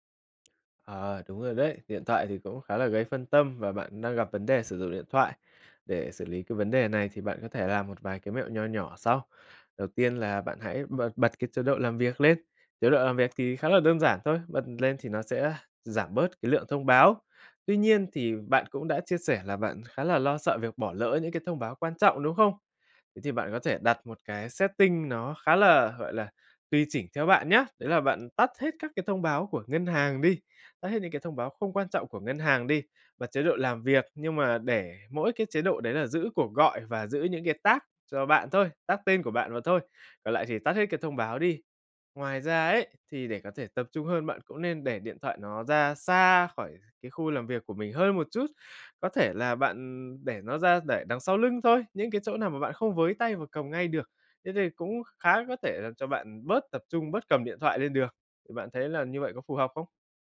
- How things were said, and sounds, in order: tapping; in English: "setting"; in English: "tag"; in English: "tag"
- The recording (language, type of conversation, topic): Vietnamese, advice, Làm thế nào để bớt bị gián đoạn và tập trung hơn để hoàn thành công việc?